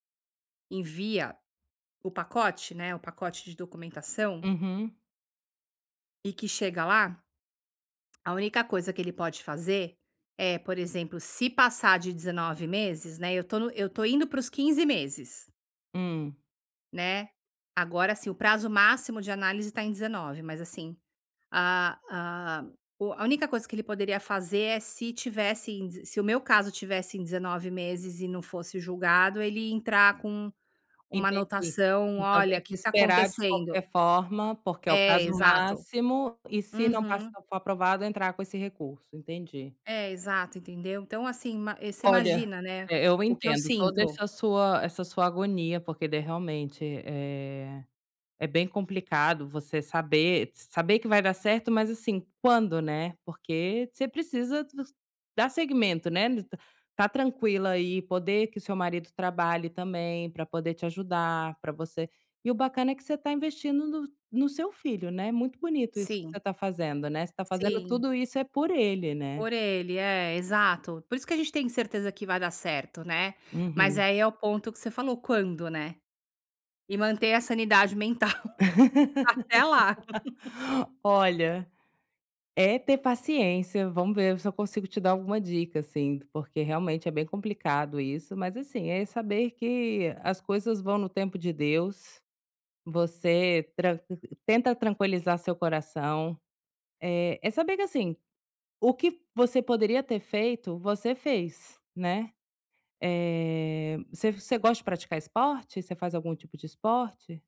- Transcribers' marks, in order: tapping; laugh; laughing while speaking: "mental"; laugh
- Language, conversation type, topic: Portuguese, advice, Como posso encontrar estabilidade emocional em tempos incertos?